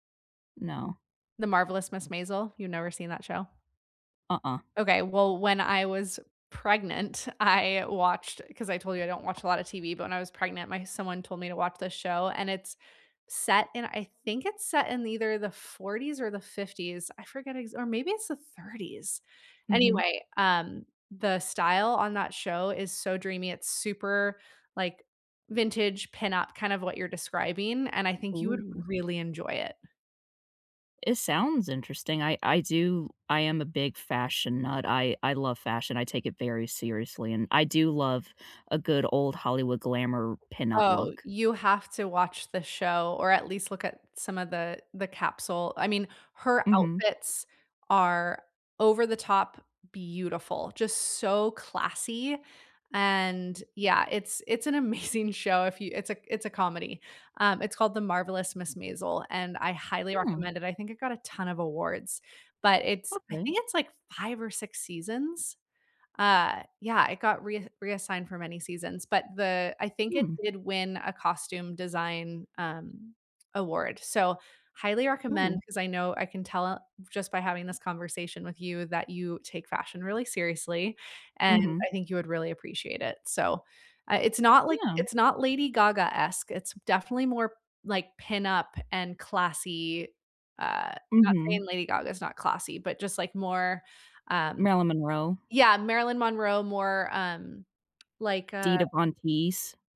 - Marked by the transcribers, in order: tapping; laughing while speaking: "I"; laughing while speaking: "amazing"
- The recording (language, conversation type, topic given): English, unstructured, What part of your style feels most like you right now, and why does it resonate with you?
- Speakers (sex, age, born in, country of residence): female, 25-29, United States, United States; female, 35-39, United States, United States